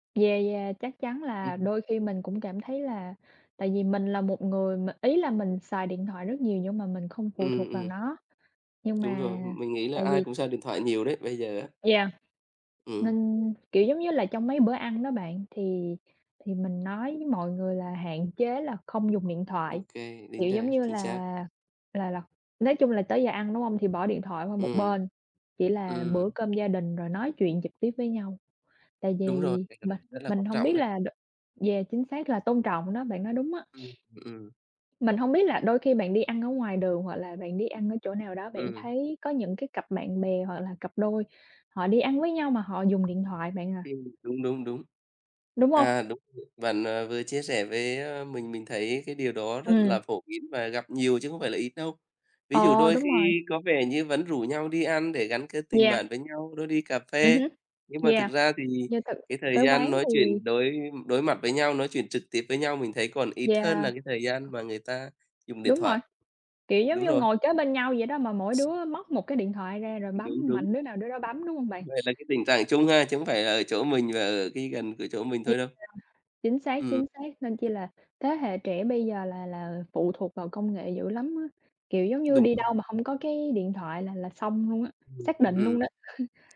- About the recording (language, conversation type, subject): Vietnamese, unstructured, Có phải công nghệ khiến chúng ta ngày càng xa cách nhau hơn không?
- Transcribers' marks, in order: tapping; unintelligible speech; other noise; other background noise; unintelligible speech; chuckle